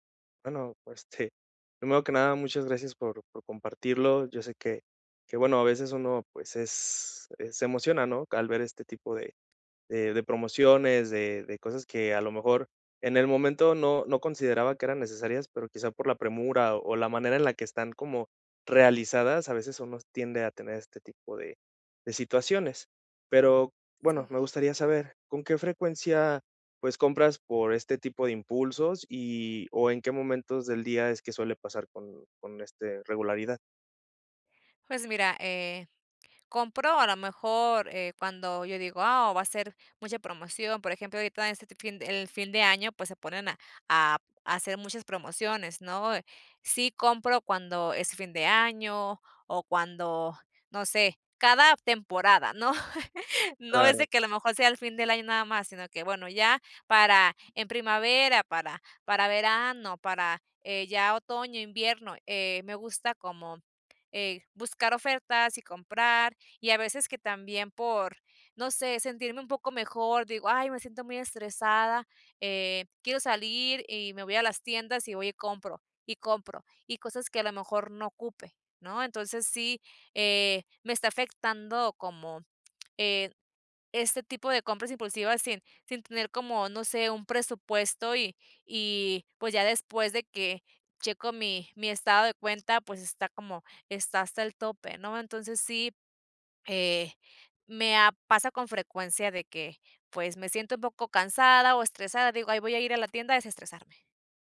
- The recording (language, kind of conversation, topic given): Spanish, advice, ¿Cómo ha afectado tu presupuesto la compra impulsiva constante y qué culpa te genera?
- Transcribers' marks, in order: chuckle